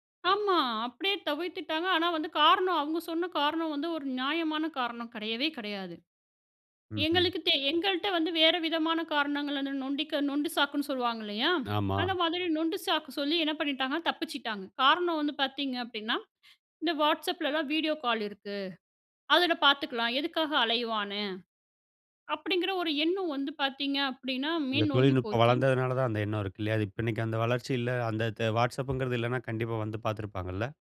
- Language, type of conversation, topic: Tamil, podcast, டிஜிட்டல் சாதனங்கள் உங்கள் உறவுகளை எவ்வாறு மாற்றியுள்ளன?
- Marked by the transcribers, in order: none